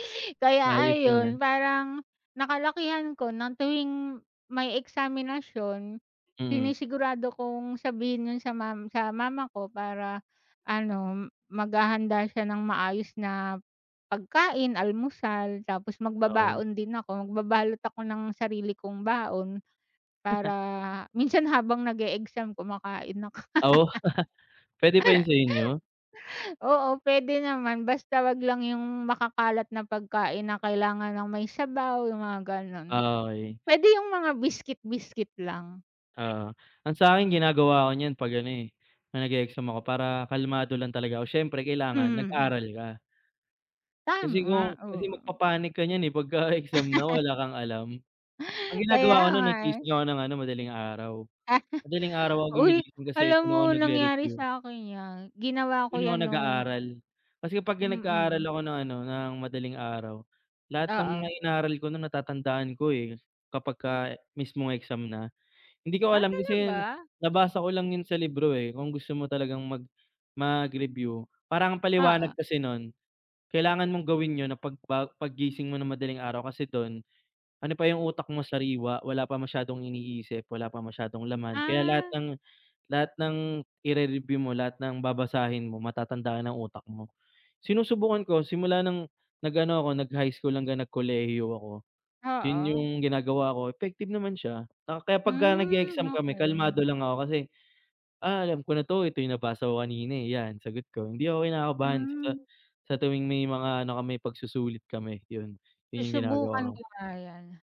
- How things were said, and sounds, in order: chuckle; laughing while speaking: "Oo"; laugh; chuckle; chuckle
- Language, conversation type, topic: Filipino, unstructured, Paano mo ikinukumpara ang pag-aaral sa internet at ang harapang pag-aaral, at ano ang pinakamahalagang natutuhan mo sa paaralan?